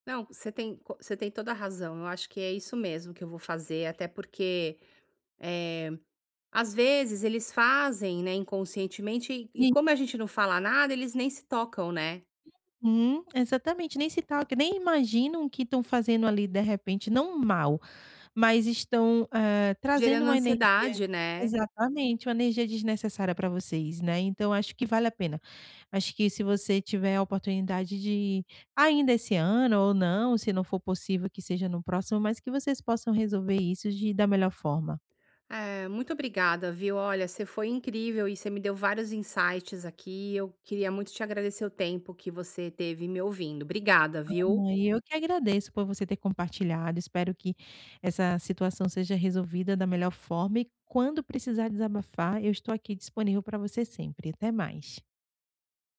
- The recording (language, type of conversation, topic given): Portuguese, advice, Como posso lidar com críticas constantes de familiares sem me magoar?
- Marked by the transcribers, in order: in English: "insights"; unintelligible speech